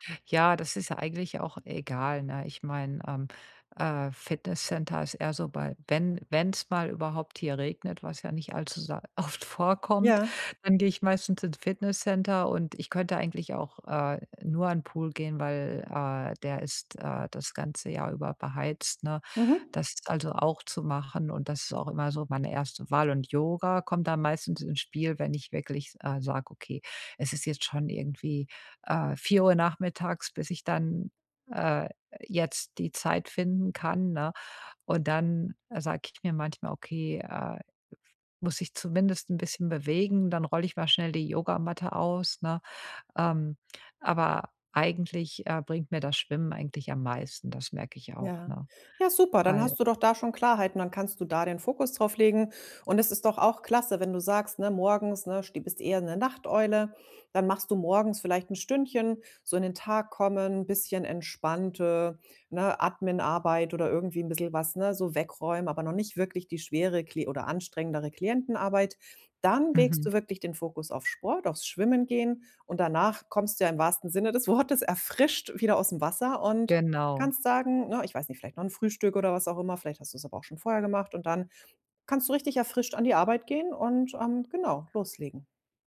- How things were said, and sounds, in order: laughing while speaking: "oft"; joyful: "Sinne des Wortes"
- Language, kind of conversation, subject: German, advice, Wie finde ich die Motivation, regelmäßig Sport zu treiben?